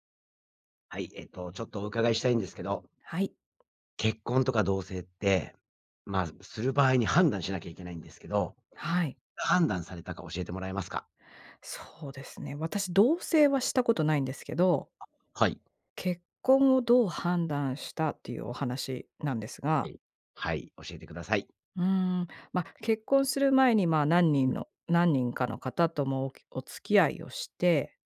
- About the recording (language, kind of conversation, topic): Japanese, podcast, 結婚や同棲を決めるとき、何を基準に判断しましたか？
- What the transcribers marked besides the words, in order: tapping